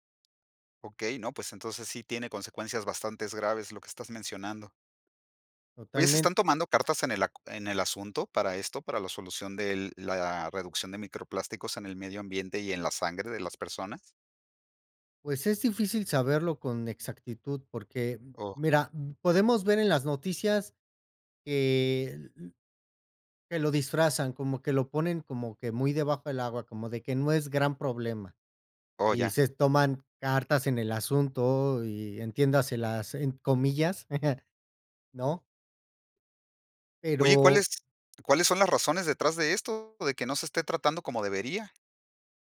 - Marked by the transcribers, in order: chuckle
- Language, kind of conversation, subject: Spanish, podcast, ¿Qué opinas sobre el problema de los plásticos en la naturaleza?